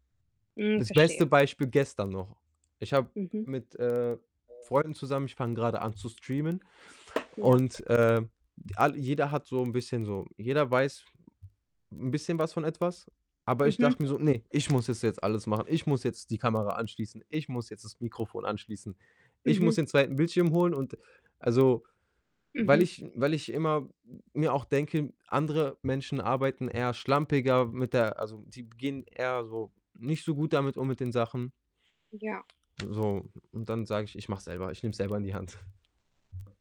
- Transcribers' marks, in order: distorted speech; other background noise; tapping; snort
- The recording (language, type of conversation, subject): German, advice, Wie kann ich Prioritäten setzen und Aufgaben ohne Stress delegieren?